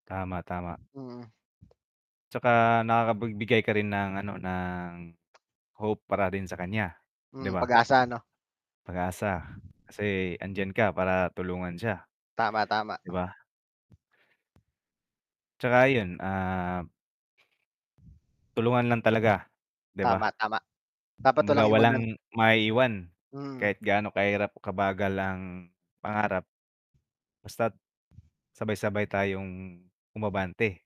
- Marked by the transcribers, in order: other background noise; static
- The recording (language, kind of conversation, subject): Filipino, unstructured, Paano ninyo sinusuportahan ang mga pangarap ng isa’t isa?